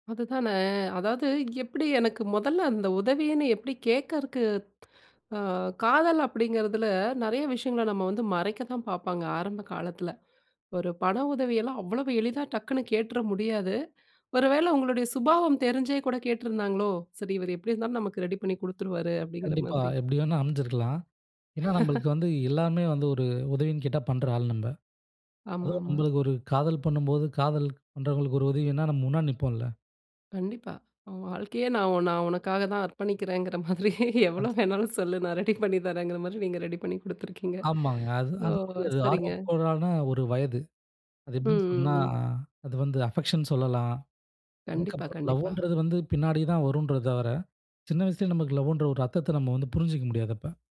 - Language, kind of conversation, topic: Tamil, podcast, ஒரு பெரிய தவறிலிருந்து நீங்கள் என்ன கற்றுக்கொண்டீர்கள்?
- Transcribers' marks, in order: laugh; laughing while speaking: "உன் வாழ்க்கையே நான் நான் உனக்காக … ரெடி பண்ணி குடுத்துருக்கீங்க"; in English: "அஃபெக்ஷன்"